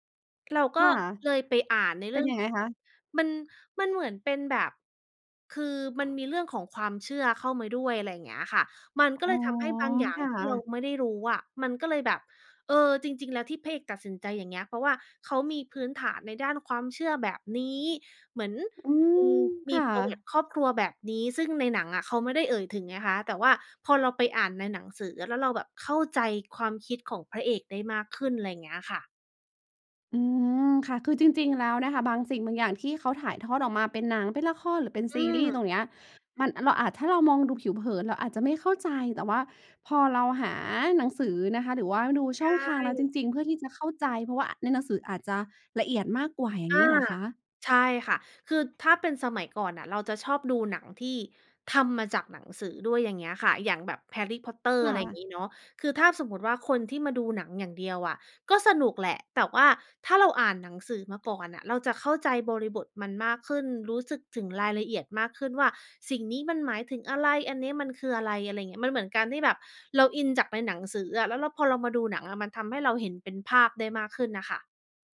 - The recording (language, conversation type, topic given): Thai, podcast, อะไรที่ทำให้หนังเรื่องหนึ่งโดนใจคุณได้ขนาดนั้น?
- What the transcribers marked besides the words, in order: none